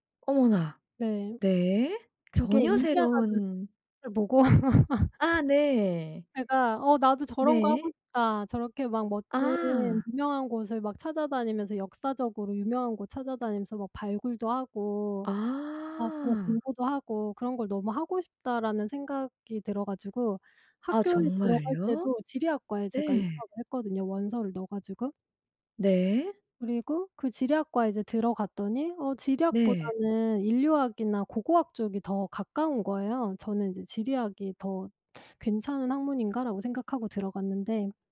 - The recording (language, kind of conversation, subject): Korean, podcast, 가족의 기대와 내 진로 선택이 엇갈렸을 때, 어떻게 대화를 풀고 합의했나요?
- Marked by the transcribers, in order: laugh